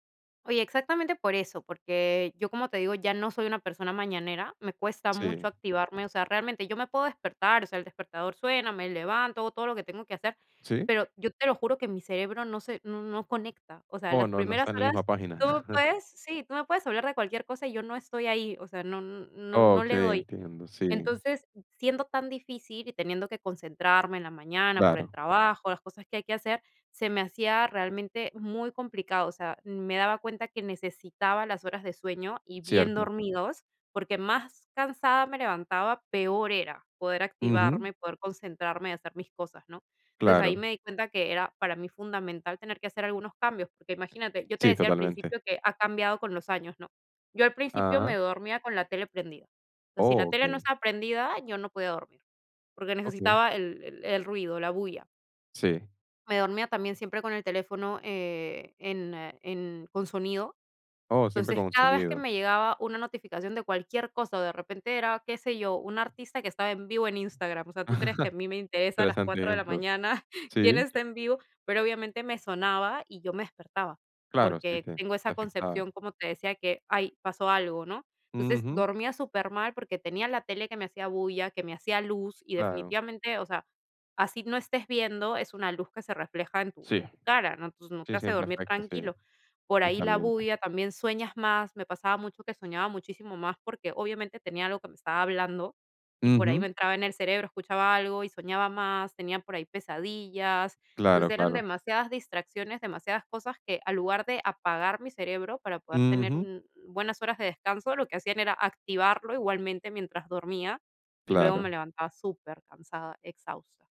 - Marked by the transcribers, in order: chuckle; laugh; chuckle
- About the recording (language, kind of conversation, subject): Spanish, podcast, ¿Qué haces para dormir mejor por las noches?